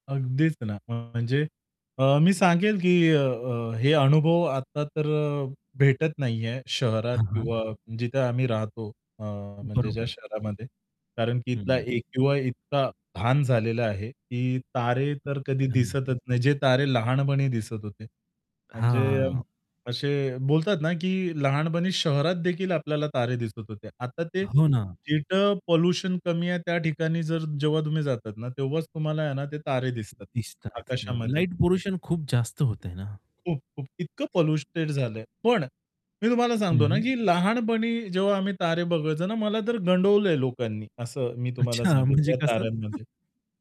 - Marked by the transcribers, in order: static; distorted speech; tapping; other background noise; in English: "पॉल्यूटेड"; chuckle
- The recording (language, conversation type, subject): Marathi, podcast, तुम्ही कधी रात्रभर आकाशातले तारे पाहिले आहेत का, आणि तेव्हा तुम्हाला काय वाटले?